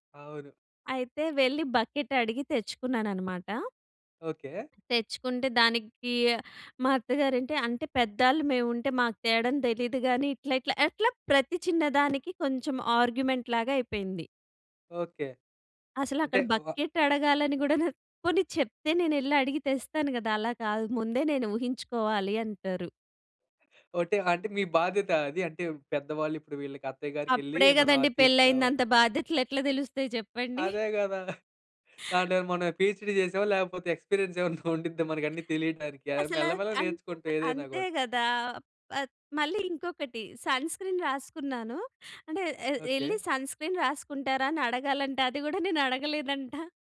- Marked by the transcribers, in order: in English: "బకెట్"; in English: "ఆర్గ్యుమెంట్"; in English: "బకెట్"; giggle; in English: "పిహెచ్డి"; other noise; in English: "ఎక్స్పీరియన్స్"; in English: "సన్క్రీన్"; in English: "సన్క్రీన్"
- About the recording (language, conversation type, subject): Telugu, podcast, మీ ప్రయాణంలో నేర్చుకున్న ఒక ప్రాముఖ్యమైన పాఠం ఏది?